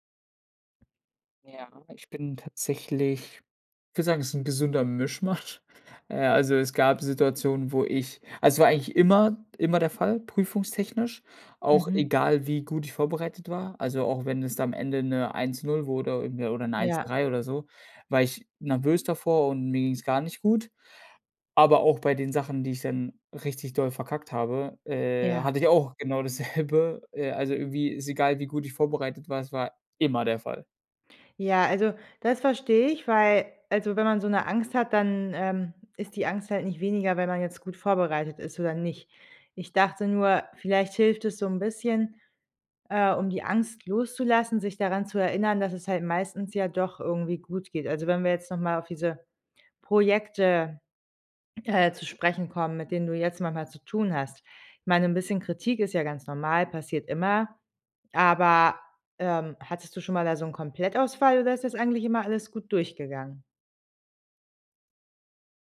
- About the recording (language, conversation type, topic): German, advice, Wie kann ich mit Prüfungs- oder Leistungsangst vor einem wichtigen Termin umgehen?
- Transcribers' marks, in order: other background noise; laughing while speaking: "Mischmasch"; laughing while speaking: "dasselbe"; stressed: "immer"